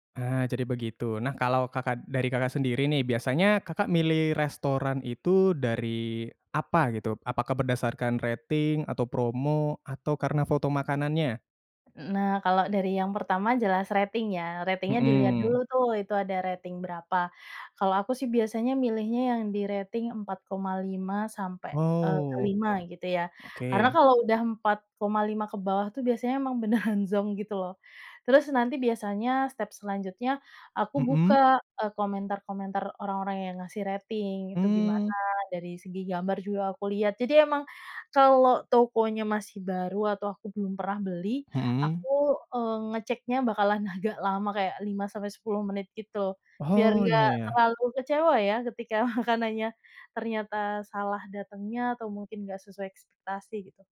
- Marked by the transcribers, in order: laughing while speaking: "beneran"; other animal sound; laughing while speaking: "agak"; laughing while speaking: "makanannya"; other background noise
- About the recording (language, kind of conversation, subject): Indonesian, podcast, Bagaimana pengalaman kamu memesan makanan lewat aplikasi, dan apa saja hal yang kamu suka serta bikin kesal?